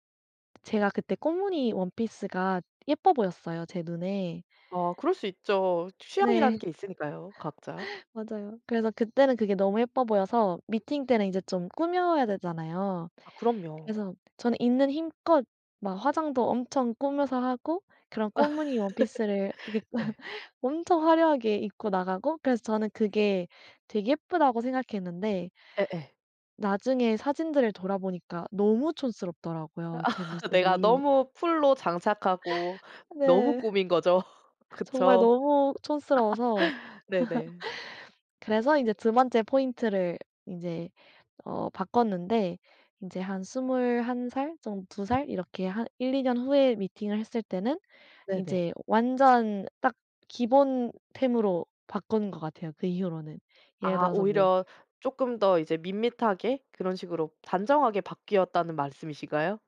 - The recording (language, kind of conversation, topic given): Korean, podcast, 첫인상을 좋게 하려면 옷은 어떻게 입는 게 좋을까요?
- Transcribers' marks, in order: tapping; laugh; laugh; laugh; laugh; other background noise